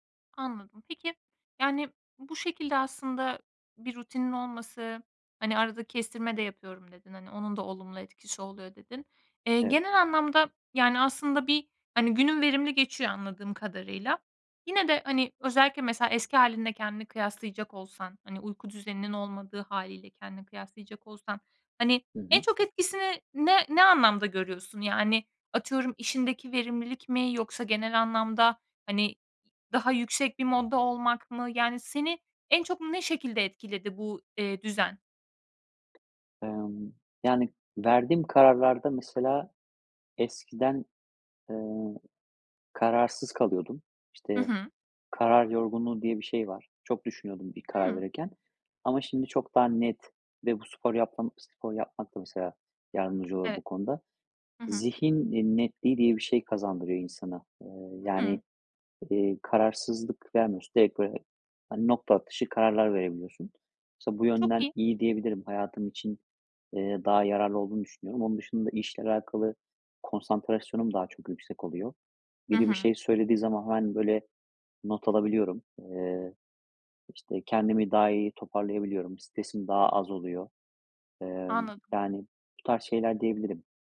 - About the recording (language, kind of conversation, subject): Turkish, podcast, Uyku düzeninin zihinsel sağlığa etkileri nelerdir?
- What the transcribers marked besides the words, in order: tapping